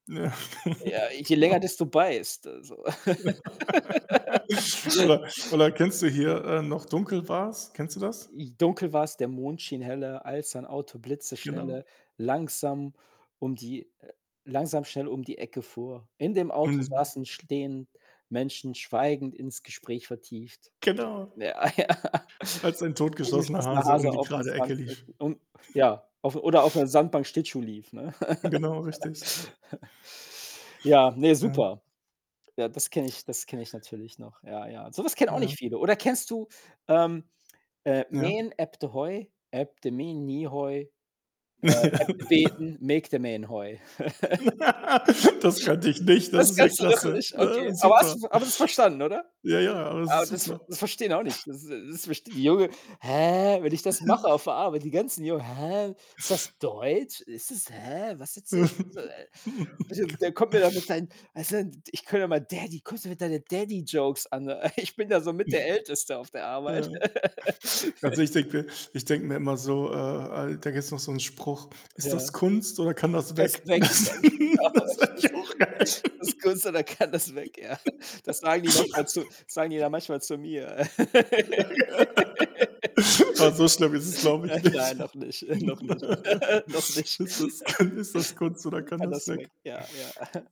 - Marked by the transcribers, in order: laughing while speaking: "Ja, genau"; laugh; laughing while speaking: "Ja, ja"; unintelligible speech; chuckle; giggle; tapping; laugh; chuckle; other background noise; laugh; put-on voice: "Hä?"; chuckle; put-on voice: "Hä? Ist das Deutsch?"; put-on voice: "hä"; giggle; unintelligible speech; laughing while speaking: "ich"; snort; laugh; laughing while speaking: "Ja genau, ist das ku ist das Kunst oder kann das"; giggle; laughing while speaking: "Das ist eigentlich auch geil"; laughing while speaking: "ja"; laugh; laugh; laughing while speaking: "Ja"; laugh; laughing while speaking: "Nein"; laughing while speaking: "nicht"; laugh; chuckle; giggle; snort; chuckle; unintelligible speech; chuckle
- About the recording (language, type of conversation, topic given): German, unstructured, Welche Kindheitserinnerung bringt dich heute noch zum Lächeln?